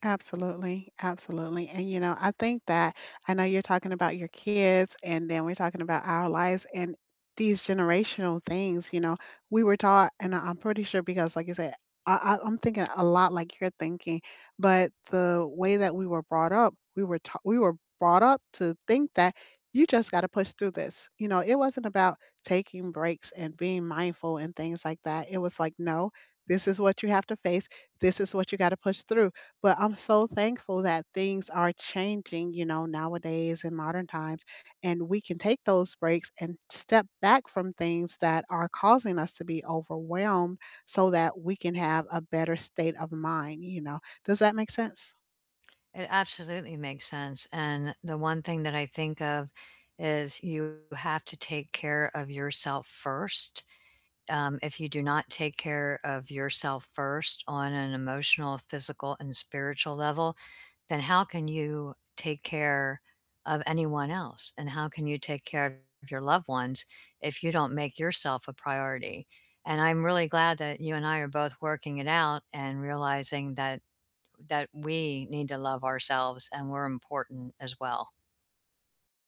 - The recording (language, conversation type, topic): English, unstructured, How do you stay calm when your day feels overwhelming?
- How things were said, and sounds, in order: distorted speech